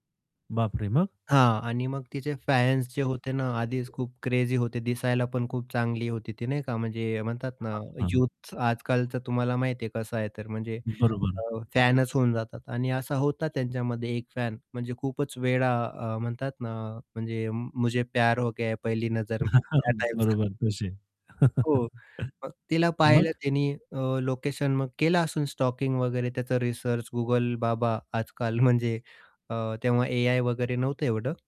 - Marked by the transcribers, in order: surprised: "बाप रे! मग?"; static; tapping; other background noise; unintelligible speech; in Hindi: "मुझे प्यार हो गया पहली नजरमे"; distorted speech; laughing while speaking: "हां. बरोबर तसे"; chuckle; chuckle
- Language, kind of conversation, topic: Marathi, podcast, सोशल मिडियावर तुम्ही तुमची ओळख कशी तयार करता?